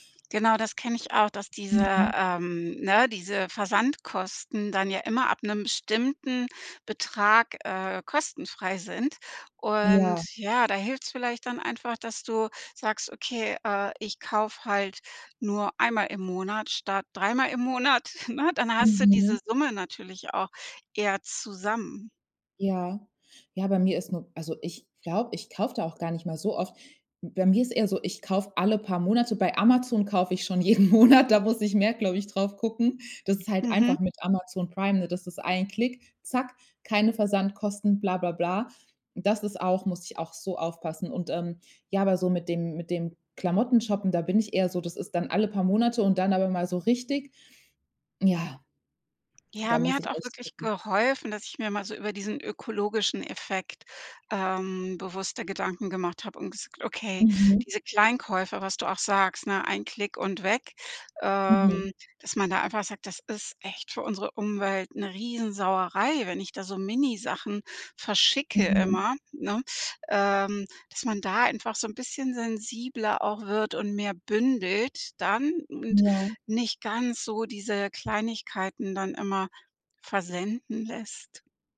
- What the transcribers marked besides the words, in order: chuckle; laughing while speaking: "jeden Monat"; stressed: "geholfen"; drawn out: "ähm"
- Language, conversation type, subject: German, advice, Wie kann ich es schaffen, konsequent Geld zu sparen und mein Budget einzuhalten?